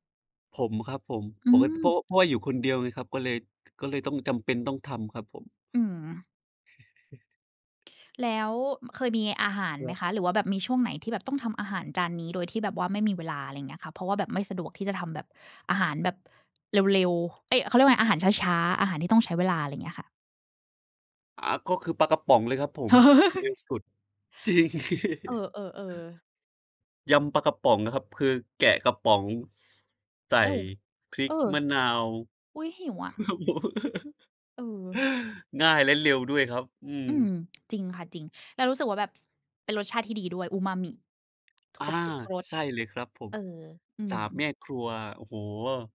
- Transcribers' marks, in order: chuckle; chuckle; laughing while speaking: "จริง"; chuckle; laughing while speaking: "ครับผม"; chuckle; tapping
- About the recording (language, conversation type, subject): Thai, unstructured, อาหารจานไหนที่คุณคิดว่าทำง่ายแต่รสชาติดี?